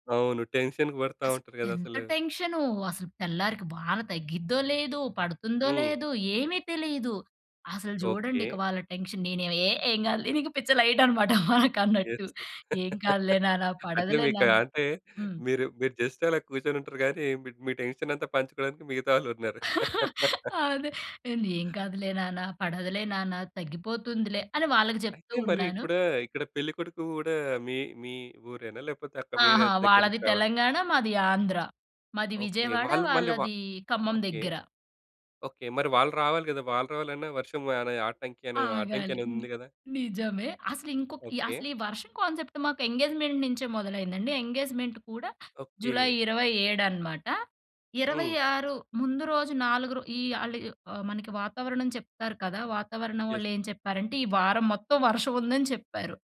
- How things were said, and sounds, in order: in English: "టెన్షన్‌కి"; in English: "టెన్షన్"; laughing while speaking: "నీకు. పిచ్చ లైటనమాట వారికన్నట్టు. ఏం కాదులే నాన్న. పడదులే నాన్న"; other background noise; laugh; laugh; in English: "కాన్సెప్ట్"; in English: "ఎంగేజ్‌మెంట్"; in English: "ఎంగేజ్‌మెంట్"; in English: "యస్"
- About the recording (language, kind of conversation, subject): Telugu, podcast, పెళ్లి వేడుకలో మీకు మరపురాని అనుభవం ఏది?